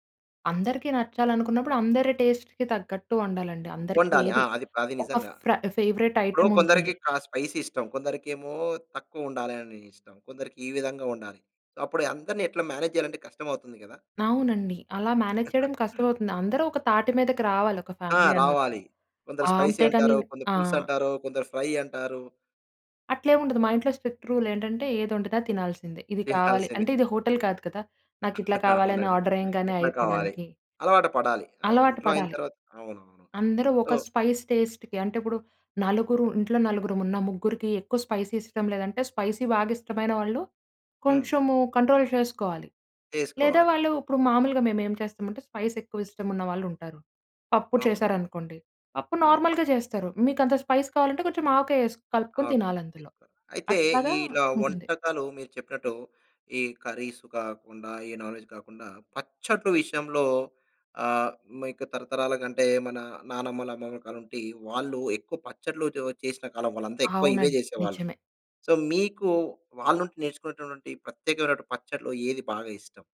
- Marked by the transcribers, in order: in English: "టేస్ట్‌కి"; in English: "ఫేవరైట్ ఐటెమ్"; in English: "స్పైసీ"; in English: "సొ"; in English: "మేనేజ్"; in English: "మేనేజ్"; chuckle; in English: "ఫ్యామిలీ"; in English: "స్పైసీ"; in English: "ఫ్రై"; in English: "స్పెక్ట్ రూల్"; in English: "హోటల్"; chuckle; in English: "ఆర్డర్"; in English: "స్పైస్ టేస్ట్‌కి"; in English: "సో"; in English: "స్పైసీ"; in English: "స్పైసీ"; in English: "కంట్రోల్"; in English: "స్పైస్"; in English: "నార్మల్‌గా"; in English: "స్పైస్"; in English: "కర్రీస్"; in English: "నాన్ వేజ్"; in English: "సో"
- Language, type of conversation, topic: Telugu, podcast, మీ కుటుంబంలో తరతరాలుగా కొనసాగుతున్న ఒక సంప్రదాయ వంటకం గురించి చెప్పగలరా?